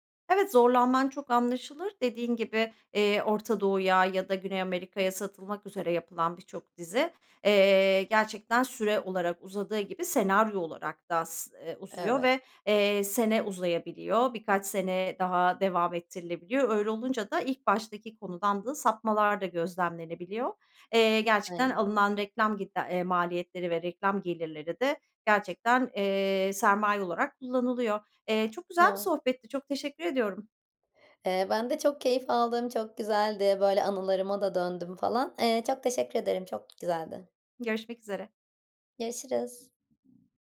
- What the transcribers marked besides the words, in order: tapping; other background noise
- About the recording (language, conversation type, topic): Turkish, podcast, Unutamadığın en etkileyici sinema deneyimini anlatır mısın?